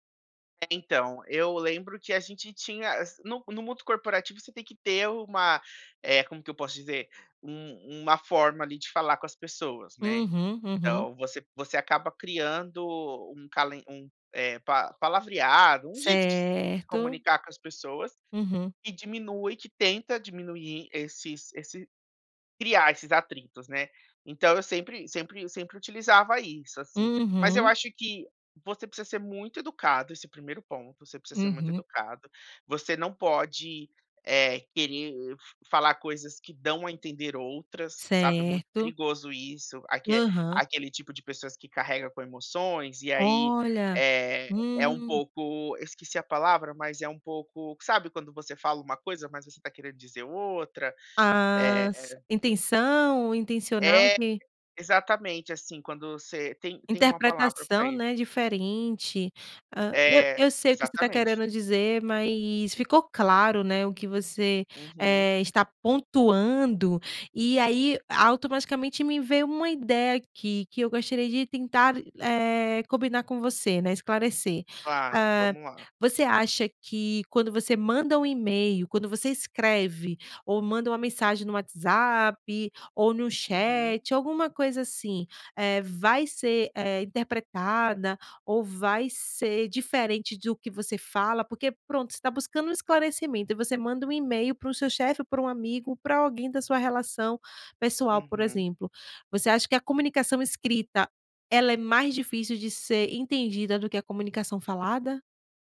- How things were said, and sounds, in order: none
- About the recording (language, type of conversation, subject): Portuguese, podcast, Como pedir esclarecimentos sem criar atrito?